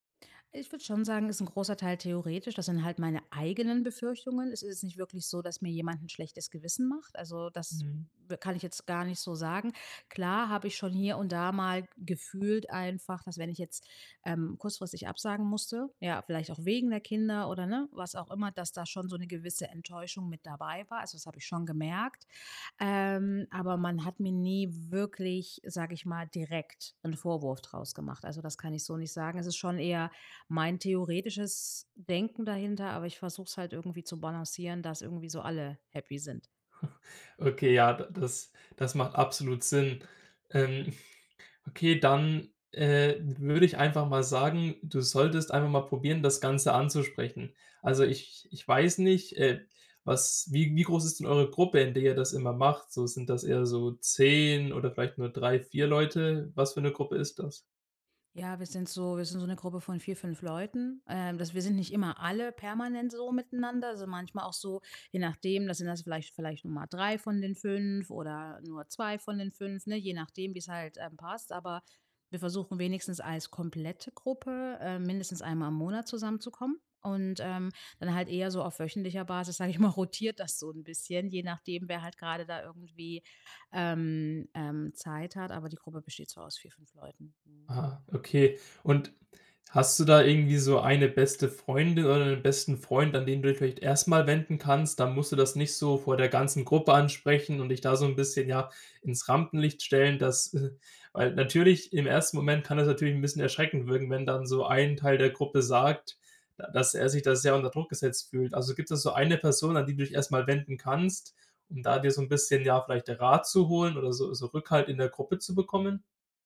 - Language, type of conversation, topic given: German, advice, Wie gehe ich damit um, dass ich trotz Erschöpfung Druck verspüre, an sozialen Veranstaltungen teilzunehmen?
- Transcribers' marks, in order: chuckle; laughing while speaking: "rotiert"